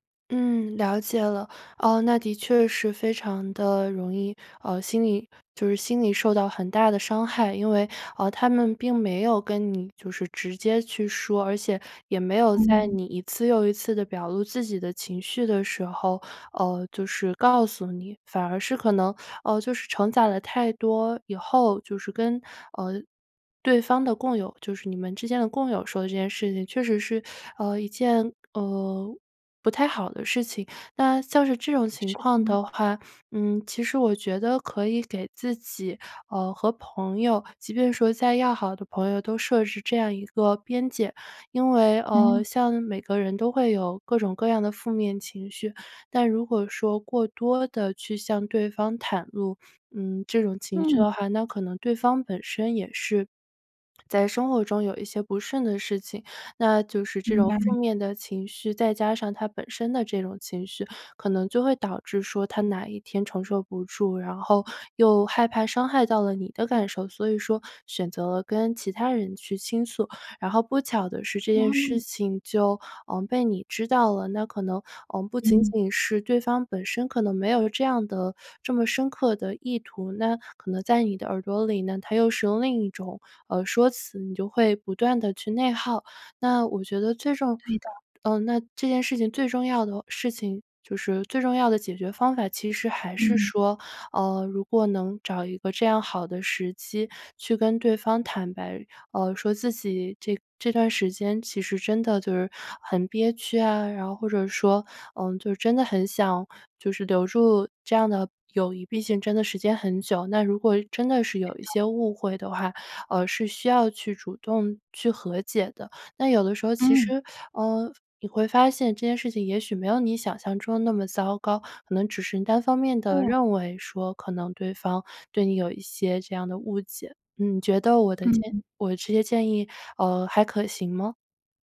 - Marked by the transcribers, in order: teeth sucking; swallow; other background noise; tongue click
- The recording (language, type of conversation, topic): Chinese, advice, 我发现好友在背后说我坏话时，该怎么应对？